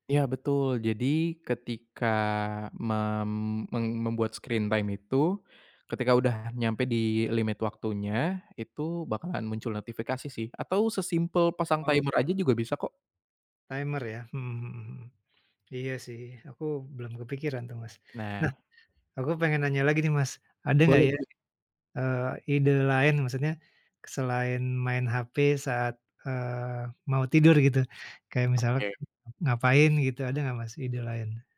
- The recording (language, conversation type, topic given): Indonesian, advice, Bagaimana kebiasaan menatap layar di malam hari membuatmu sulit menenangkan pikiran dan cepat tertidur?
- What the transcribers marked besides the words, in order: in English: "screen time"; in English: "timer"; in English: "Timer"